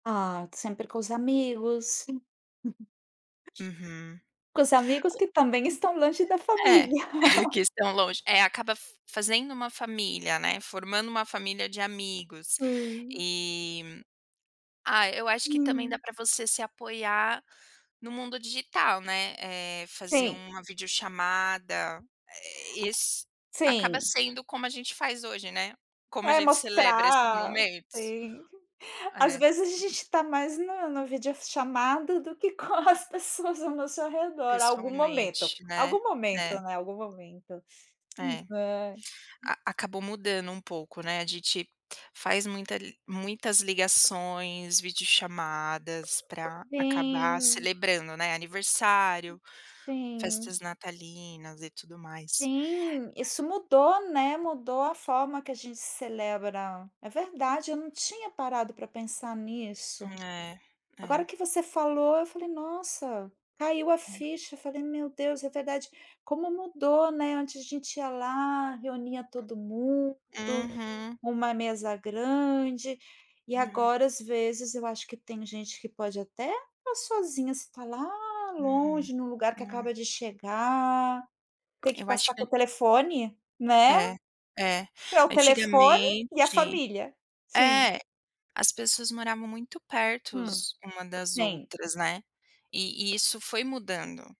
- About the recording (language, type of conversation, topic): Portuguese, unstructured, Como você gosta de celebrar momentos especiais com sua família?
- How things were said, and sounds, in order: other background noise; chuckle; laugh; tapping; chuckle; chuckle; unintelligible speech; drawn out: "Sim"